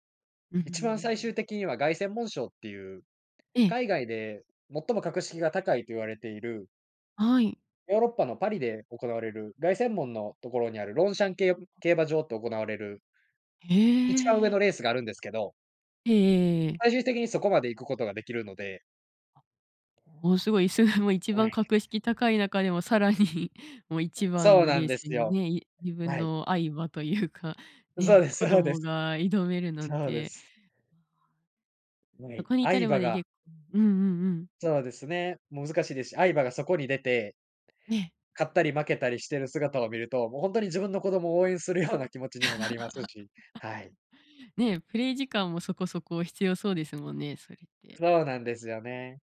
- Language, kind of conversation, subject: Japanese, podcast, 昔のゲームに夢中になった理由は何でしたか？
- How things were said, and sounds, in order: tapping; laugh